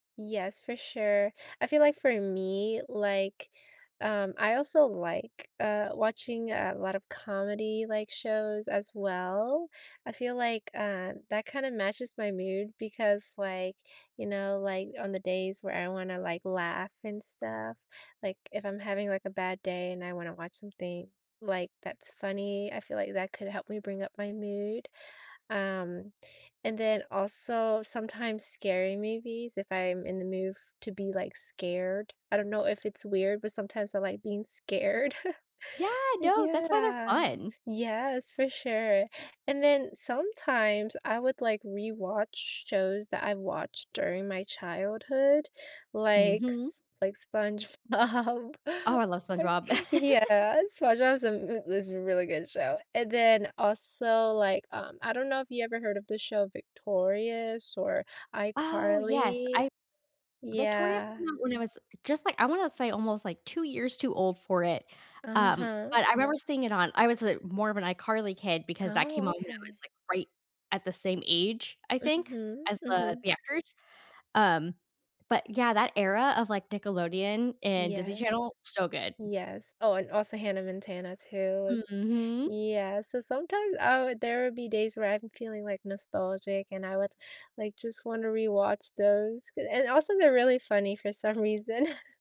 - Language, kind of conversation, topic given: English, unstructured, Which shows or music match your mood these days, and what about them resonates with you?
- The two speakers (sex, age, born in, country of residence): female, 20-24, United States, United States; female, 35-39, United States, United States
- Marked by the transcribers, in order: other background noise; laughing while speaking: "scared"; chuckle; drawn out: "Yeah"; laughing while speaking: "SpongeBob"; chuckle; laugh; tapping; laugh